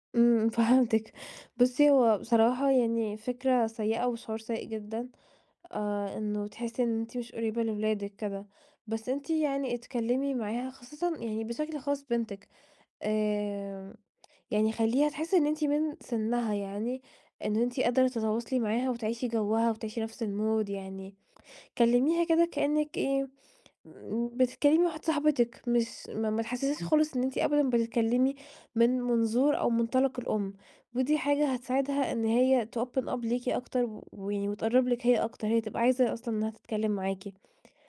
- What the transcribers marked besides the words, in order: tapping; in English: "المود"; unintelligible speech; in English: "تopen up"
- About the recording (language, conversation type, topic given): Arabic, advice, إزاي أتعامل مع ضعف التواصل وسوء الفهم اللي بيتكرر؟